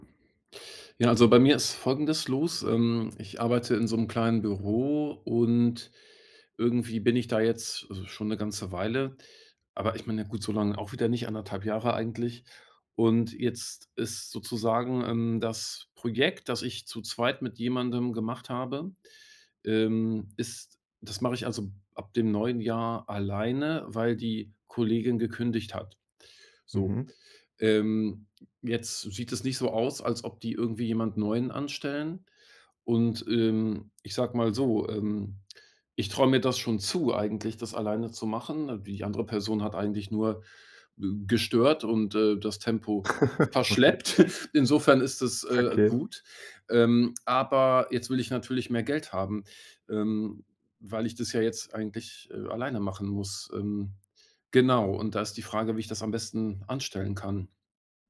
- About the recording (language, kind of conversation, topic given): German, advice, Wie kann ich mit meinem Chef ein schwieriges Gespräch über mehr Verantwortung oder ein höheres Gehalt führen?
- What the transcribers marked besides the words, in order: chuckle